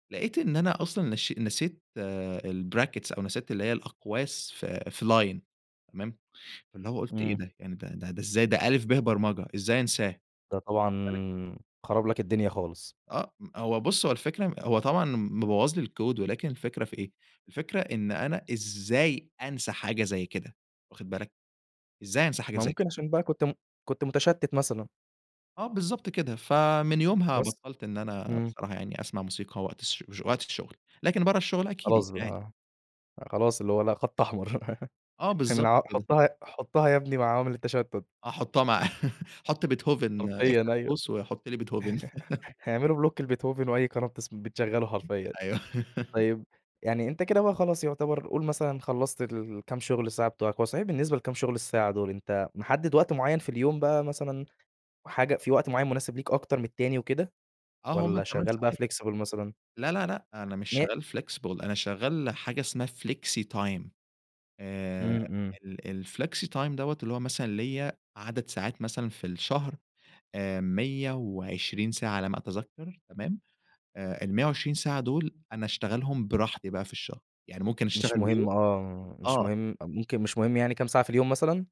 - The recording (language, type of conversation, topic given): Arabic, podcast, إزاي تخلي البيت مناسب للشغل والراحة مع بعض؟
- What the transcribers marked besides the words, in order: in English: "الbrackets"; in English: "line"; in English: "الكود"; laughing while speaking: "خط أحمر"; laugh; laugh; in English: "بلوك"; laugh; other background noise; laughing while speaking: "أيوه"; laugh; in English: "flexible"; in English: "flexible"; in English: "flexy time"; in English: "الflexy time"